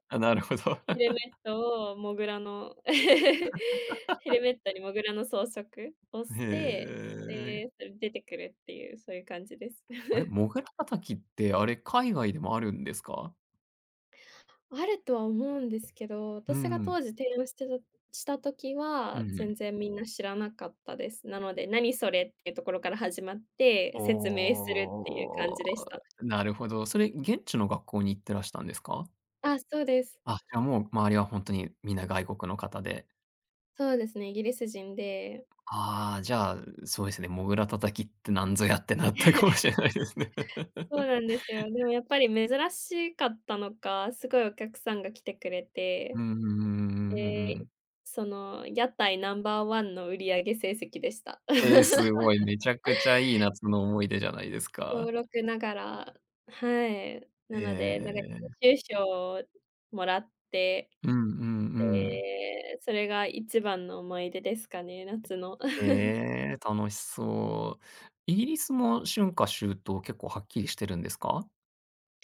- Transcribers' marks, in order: laughing while speaking: "あ、なるほど"; laugh; drawn out: "へえ"; laugh; other background noise; drawn out: "おお"; laugh; laughing while speaking: "なったかもしれないですね"; laugh; laugh; tapping; laugh
- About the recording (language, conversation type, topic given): Japanese, podcast, 季節ごとに楽しみにしていることは何ですか？